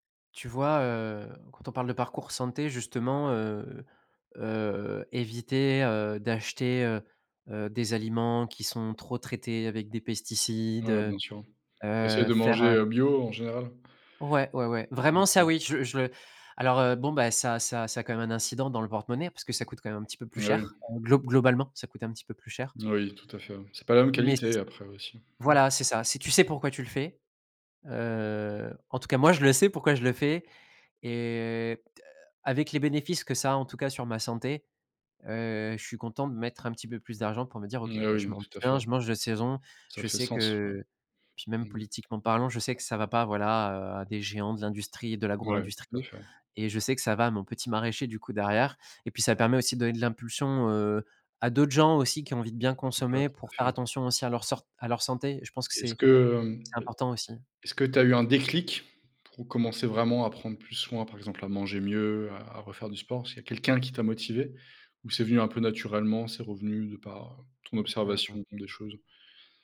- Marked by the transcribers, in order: drawn out: "heu"; other background noise; stressed: "vraiment"; stressed: "sais"; drawn out: "Heu"; drawn out: "Et"; drawn out: "que"; stressed: "quelqu'un"
- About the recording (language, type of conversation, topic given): French, podcast, Qu’est-ce qui te rend le plus fier ou la plus fière dans ton parcours de santé jusqu’ici ?